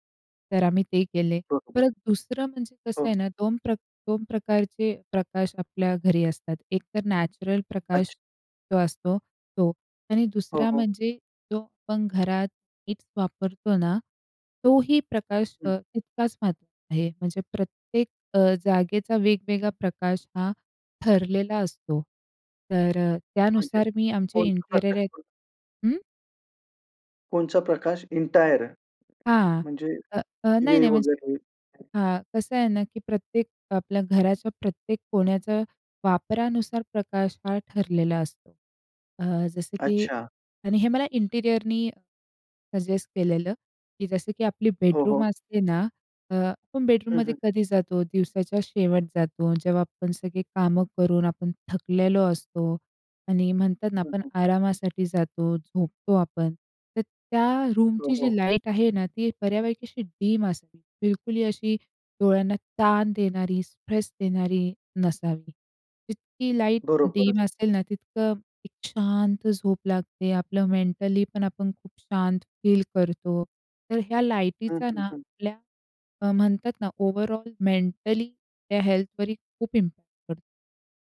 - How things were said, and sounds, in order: tapping; in English: "नॅचरल"; in English: "इंटेरियर आहेत"; in English: "एंटायर"; other background noise; in English: "इंटेरिअरनी सजेस्ट"; in English: "बेडरूम"; in English: "बेडरूममध्ये"; in English: "लाईट"; in English: "डिम"; in English: "स्ट्रेस"; in English: "लाईट डिम"; in English: "मेंटली"; in English: "फील"; in English: "लाइटीचा"; in English: "ओव्हरऑल मेंटली"; in English: "हेल्थवर"; in English: "इम्पॅक्ट"
- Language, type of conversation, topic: Marathi, podcast, घरात प्रकाश कसा असावा असं तुला वाटतं?